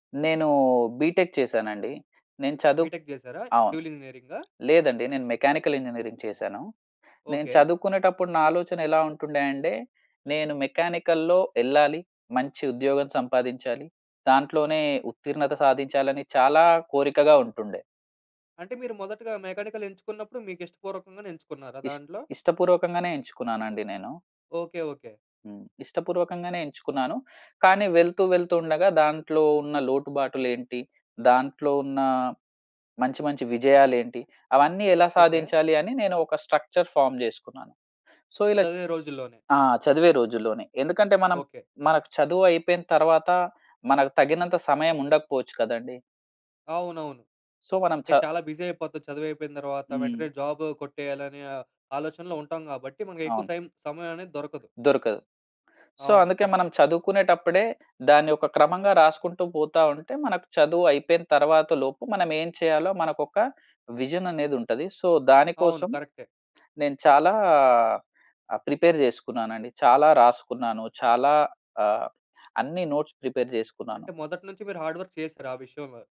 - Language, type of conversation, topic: Telugu, podcast, కెరీర్ మార్పు గురించి ఆలోచించినప్పుడు మీ మొదటి అడుగు ఏమిటి?
- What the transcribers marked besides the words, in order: in English: "బీటెక్"; in English: "బీటెక్"; tapping; in English: "సివిల్"; in English: "మెకానికల్ ఇంజినీరింగ్"; in English: "మెకానికల్‌లో"; in English: "మెకానికల్"; in English: "స్ట్రక్చర్ ఫార్మ్"; in English: "సో"; in English: "సో"; in English: "బిజి"; in English: "జాబ్"; in English: "సో"; in English: "విజన్"; in English: "సో"; in English: "ప్రిపేర్"; in English: "నోట్స్ ప్రిపేర్"; in English: "హార్డ్ వర్క్"